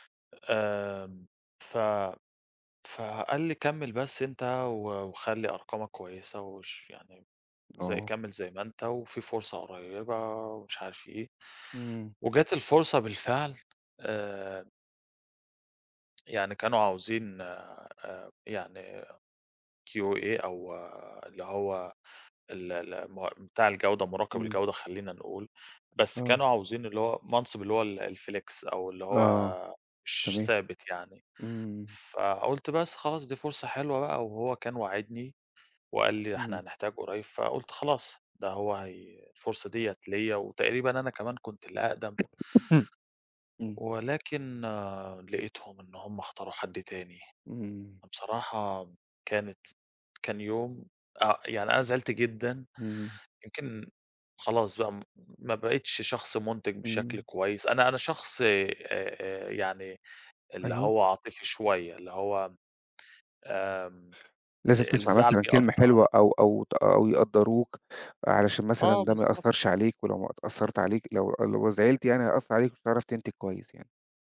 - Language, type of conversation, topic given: Arabic, advice, إزاي طلبت ترقية واترفضت؟
- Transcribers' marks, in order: in English: "QA"; in English: "الflex"; tapping; cough